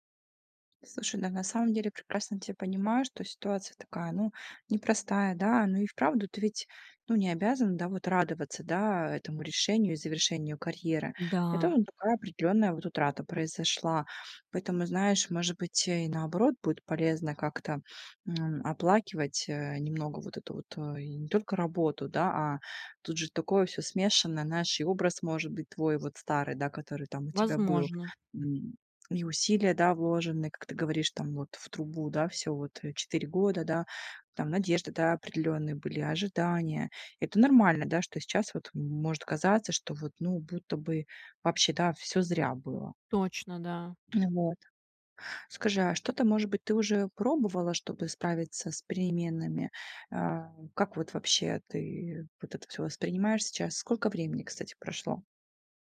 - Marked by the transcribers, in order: tapping
- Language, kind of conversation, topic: Russian, advice, Как принять изменения и научиться видеть потерю как новую возможность для роста?